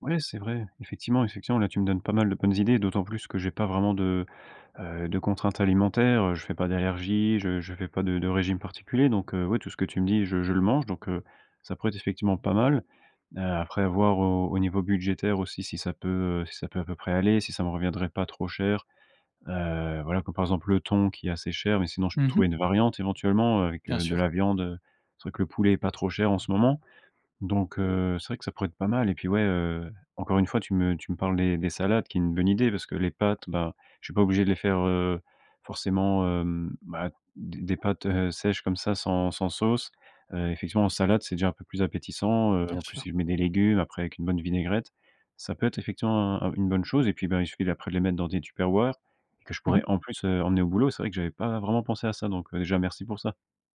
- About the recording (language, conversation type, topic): French, advice, Comment puis-je manger sainement malgré un emploi du temps surchargé et des repas pris sur le pouce ?
- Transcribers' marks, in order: none